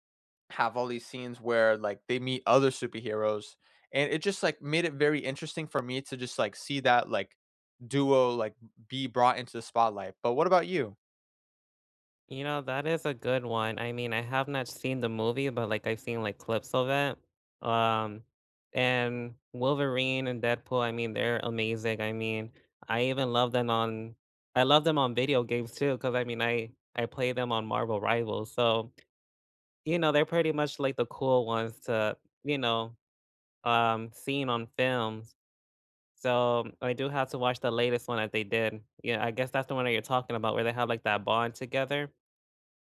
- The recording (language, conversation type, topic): English, unstructured, Which movie trailers hooked you instantly, and did the movies live up to the hype for you?
- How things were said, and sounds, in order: tapping; other background noise